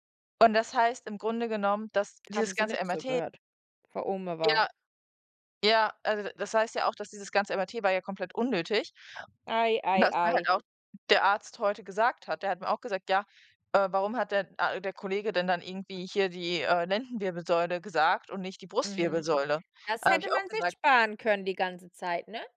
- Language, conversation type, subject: German, unstructured, Findest du, dass das Schulsystem dich ausreichend auf das Leben vorbereitet?
- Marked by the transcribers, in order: unintelligible speech; other background noise; tapping